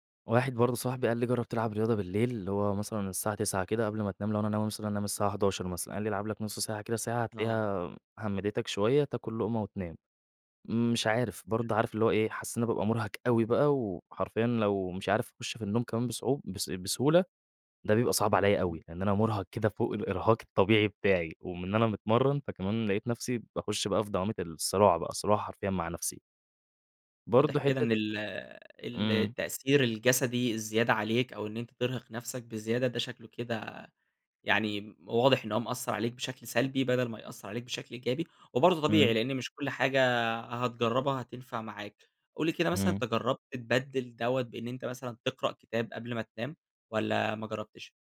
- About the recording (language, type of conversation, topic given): Arabic, advice, إزاي أحسّن نومي لو الشاشات قبل النوم والعادات اللي بعملها بالليل مأثرين عليه؟
- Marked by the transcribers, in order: none